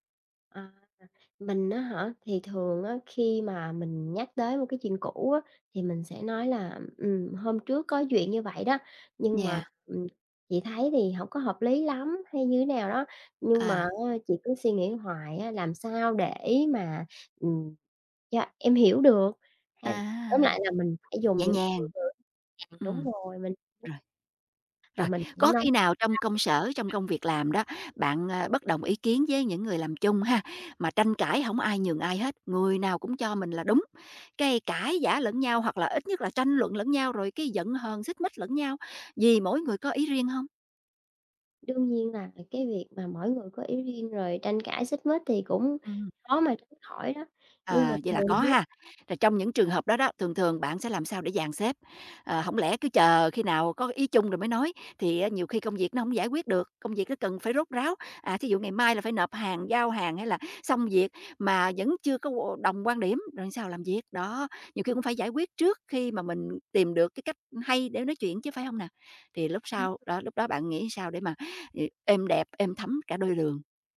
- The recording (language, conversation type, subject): Vietnamese, podcast, Làm thế nào để bày tỏ ý kiến trái chiều mà vẫn tôn trọng?
- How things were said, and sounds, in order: tapping; other background noise; unintelligible speech